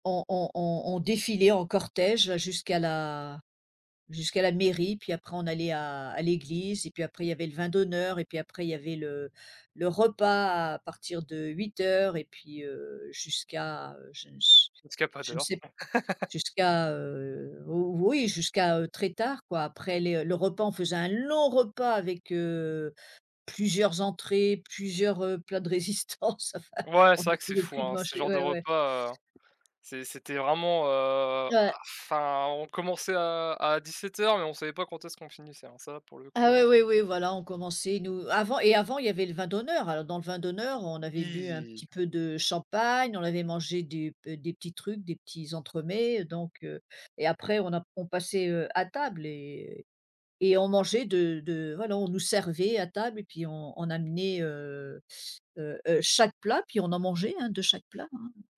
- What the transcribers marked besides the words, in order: laugh; stressed: "long"; laughing while speaking: "résistance. Enfin"; tapping; drawn out: "heu"; stressed: "enfin"; stressed: "Oui"
- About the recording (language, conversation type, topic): French, unstructured, Quels souvenirs d’enfance te rendent encore nostalgique aujourd’hui ?